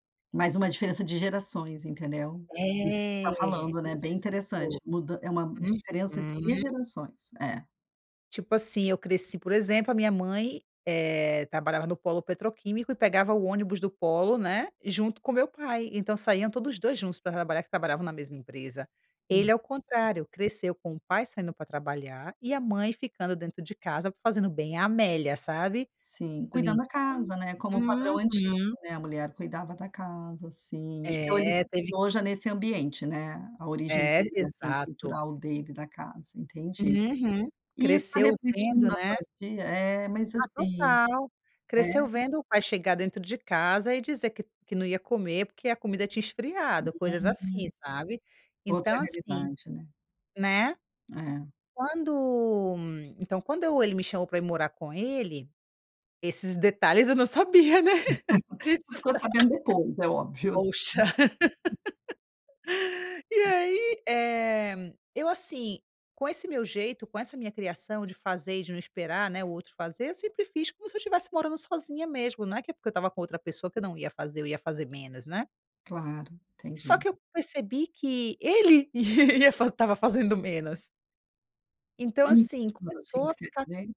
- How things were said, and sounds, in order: tapping; unintelligible speech; unintelligible speech; laughing while speaking: "eu não sabia, né. A gente na"; laugh; laughing while speaking: "ia estava"; unintelligible speech
- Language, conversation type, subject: Portuguese, advice, Como posso lidar com discussões frequentes com meu cônjuge sobre as responsabilidades domésticas?